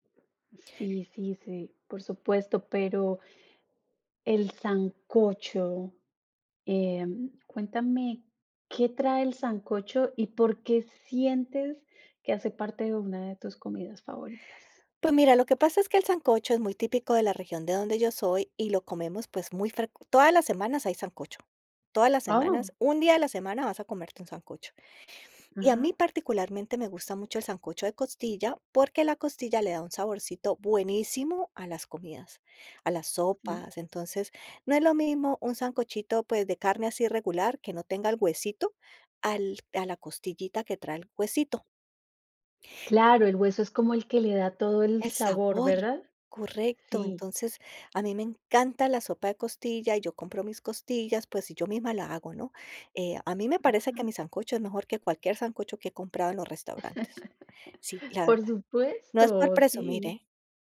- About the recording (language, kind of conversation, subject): Spanish, podcast, ¿Cuál es tu comida reconfortante favorita y por qué?
- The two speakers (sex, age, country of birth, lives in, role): female, 45-49, Colombia, United States, host; female, 55-59, Colombia, United States, guest
- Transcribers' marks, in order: other background noise; chuckle